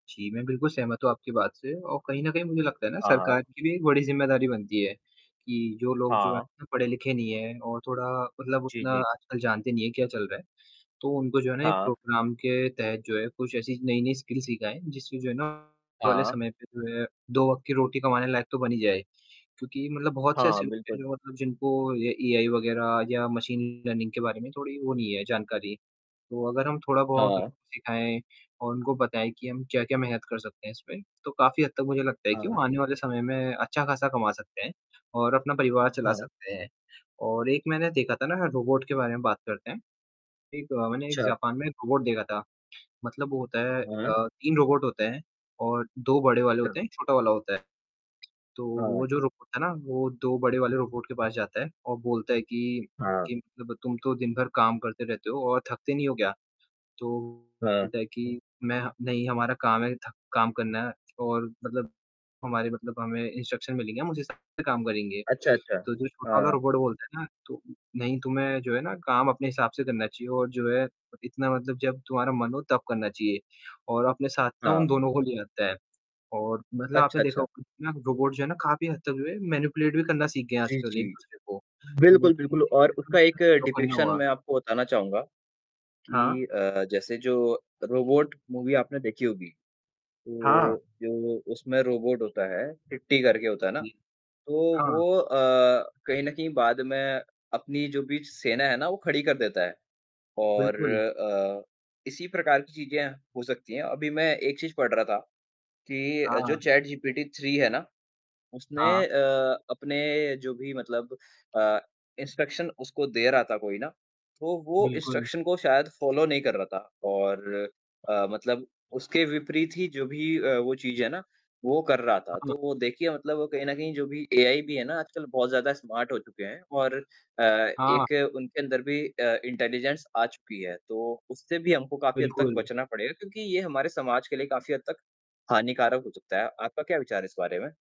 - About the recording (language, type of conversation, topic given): Hindi, unstructured, क्या आपको लगता है कि रोबोट हमारे काम छीन सकते हैं?
- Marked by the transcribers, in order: in English: "प्रोग्राम"; in English: "स्किल्स"; distorted speech; in English: "मशीन लर्निंग"; mechanical hum; in English: "इंस्ट्रक्शंस"; in English: "मैनिपुलेट"; in English: "डिपिक्शन"; unintelligible speech; in English: "रोबोट मूवी"; in English: "इंस्ट्रक्शन"; in English: "इंस्ट्रक्शन"; in English: "फॉलो"; in English: "स्मार्ट"; in English: "इंटेलिजेंस"